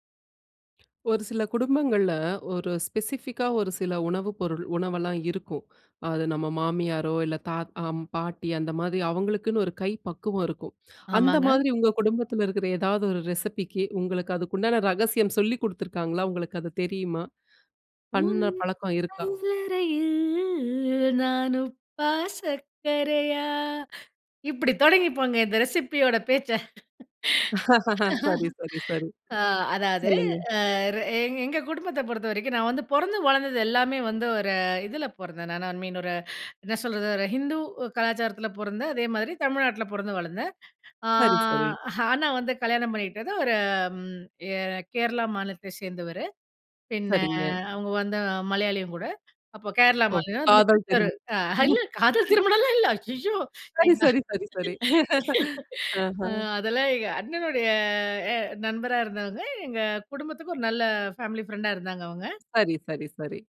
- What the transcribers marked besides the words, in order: other background noise; in English: "ஸ்பெசிஃபிக்கா"; in English: "ரெசிபிக்கு"; singing: "உன் சமயலறையில் நான் உப்பா? சக்கரையா?"; in English: "ரெசிபி"; laugh; laughing while speaking: "சரி சரி சரி"; in English: "ஐ மீன்"; drawn out: "அ"; chuckle; chuckle; in English: "பேமிலி பிரெண்டா"
- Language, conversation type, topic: Tamil, podcast, இந்த ரெசிபியின் ரகசியம் என்ன?